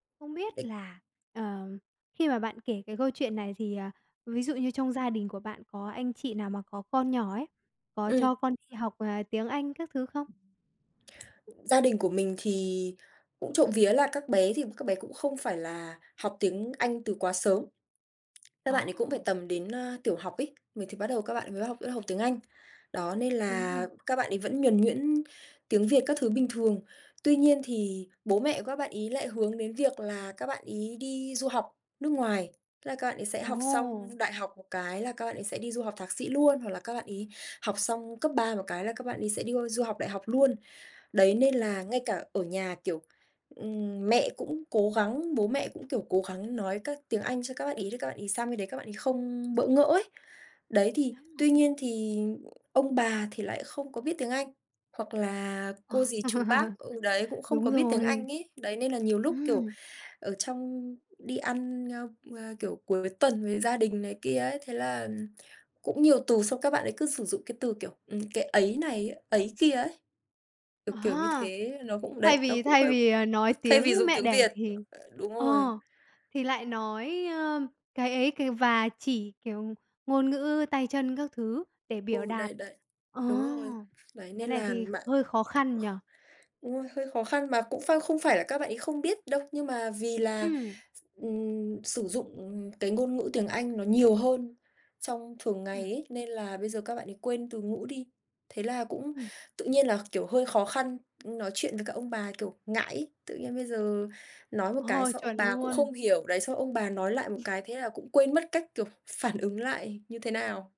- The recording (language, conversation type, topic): Vietnamese, podcast, Bạn nghĩ việc giữ tiếng mẹ đẻ trong gia đình quan trọng như thế nào?
- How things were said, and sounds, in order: unintelligible speech; other background noise; chuckle; other noise; tapping